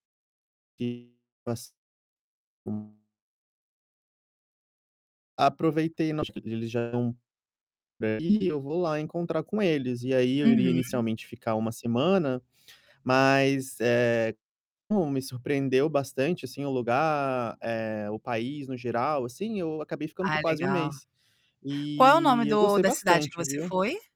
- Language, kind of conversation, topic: Portuguese, podcast, Que lugar subestimado te surpreendeu positivamente?
- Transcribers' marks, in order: distorted speech; other background noise; static; tapping